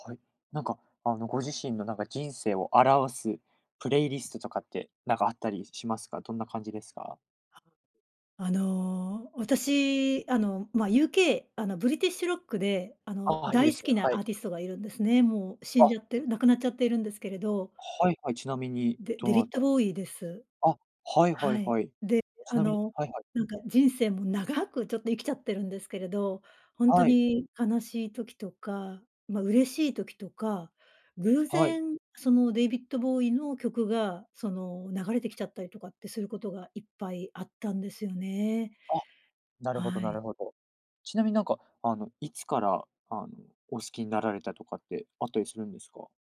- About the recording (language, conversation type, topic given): Japanese, podcast, 自分の人生を表すプレイリストはどんな感じですか？
- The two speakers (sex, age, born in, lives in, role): female, 55-59, Japan, Japan, guest; male, 20-24, United States, Japan, host
- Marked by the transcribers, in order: other background noise